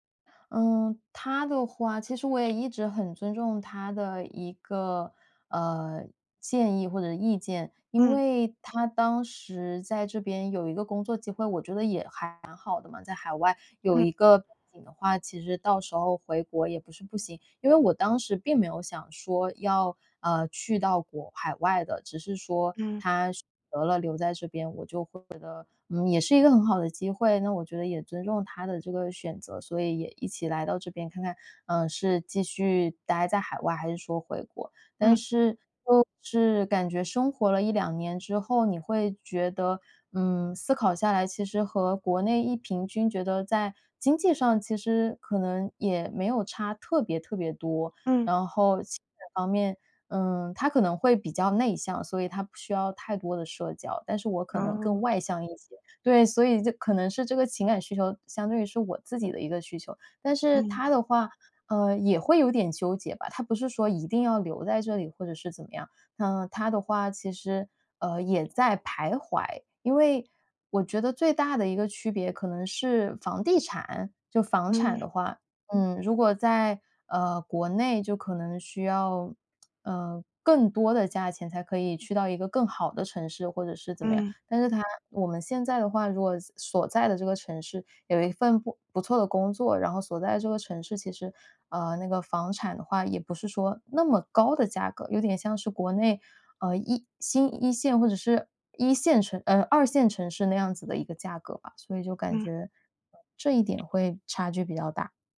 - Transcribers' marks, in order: none
- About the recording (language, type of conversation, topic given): Chinese, advice, 我该回老家还是留在新城市生活？